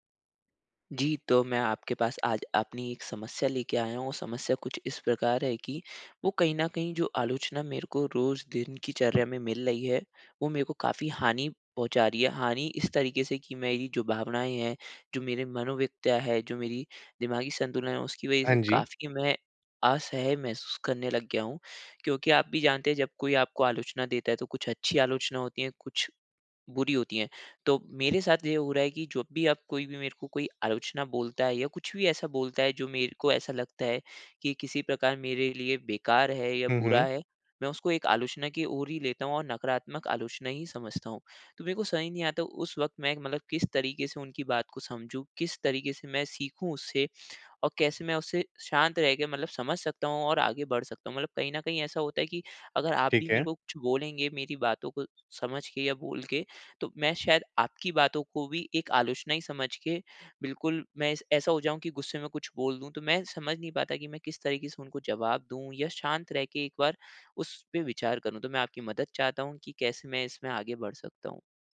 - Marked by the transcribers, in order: bird
- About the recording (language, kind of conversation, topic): Hindi, advice, मैं आलोचना के दौरान शांत रहकर उससे कैसे सीख सकता/सकती हूँ और आगे कैसे बढ़ सकता/सकती हूँ?